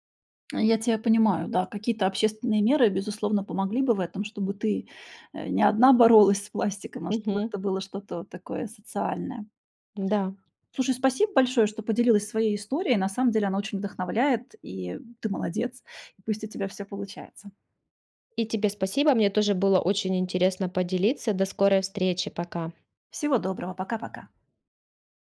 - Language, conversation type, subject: Russian, podcast, Как сократить использование пластика в повседневной жизни?
- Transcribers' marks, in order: none